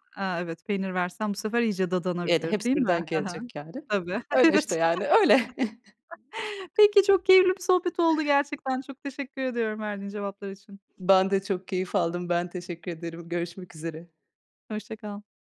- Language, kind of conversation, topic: Turkish, podcast, Evde kendini en güvende hissettiğin an hangisi?
- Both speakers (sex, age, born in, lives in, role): female, 30-34, Turkey, Netherlands, guest; female, 40-44, Turkey, Netherlands, host
- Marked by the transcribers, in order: chuckle; laughing while speaking: "Evet"; chuckle; other background noise